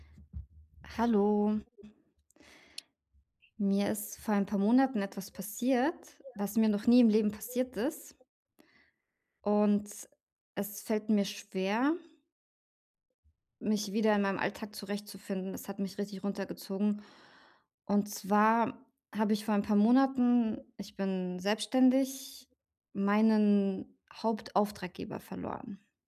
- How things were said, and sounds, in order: other background noise; background speech
- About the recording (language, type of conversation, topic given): German, advice, Wie kann ich nach einem Rückschlag meine Motivation und meine Routine wiederfinden?